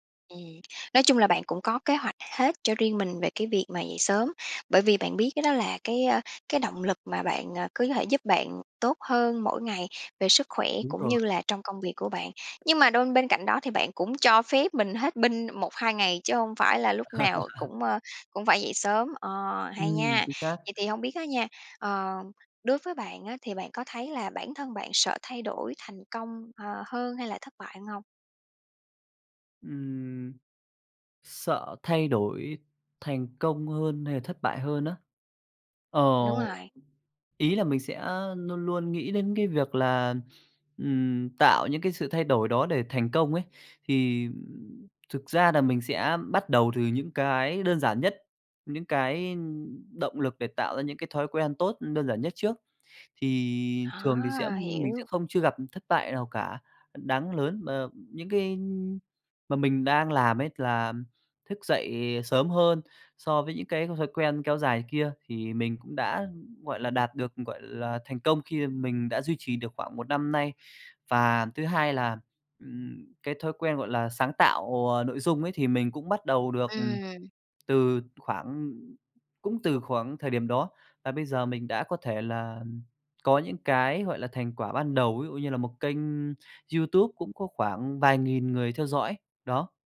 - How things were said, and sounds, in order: tapping; chuckle
- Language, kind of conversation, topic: Vietnamese, podcast, Bạn làm thế nào để duy trì động lực lâu dài khi muốn thay đổi?